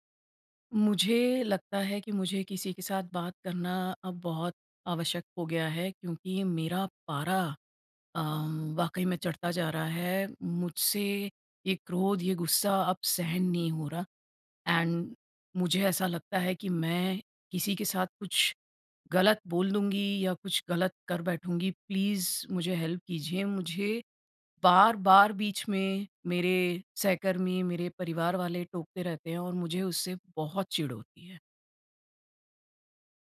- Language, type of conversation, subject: Hindi, advice, घर या कार्यस्थल पर लोग बार-बार बीच में टोकते रहें तो क्या करें?
- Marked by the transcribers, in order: in English: "एंड"; in English: "प्लीज़"; in English: "हेल्प"